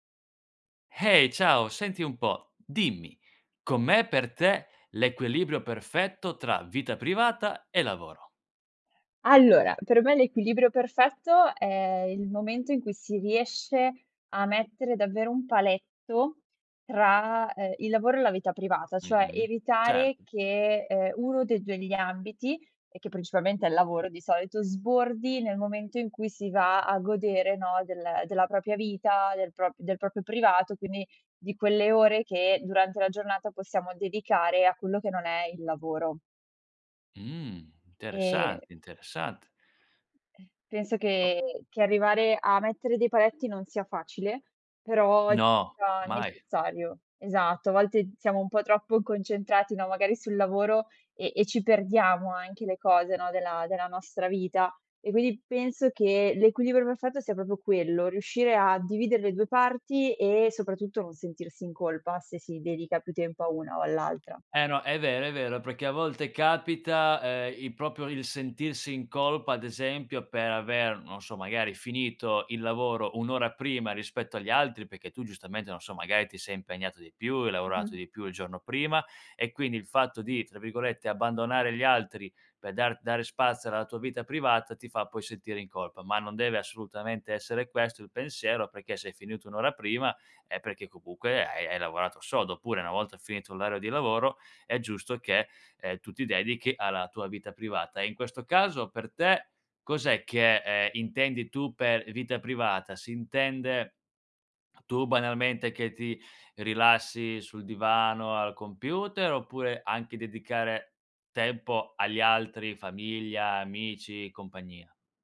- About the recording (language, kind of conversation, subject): Italian, podcast, Com'è per te l'equilibrio tra vita privata e lavoro?
- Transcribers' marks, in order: other background noise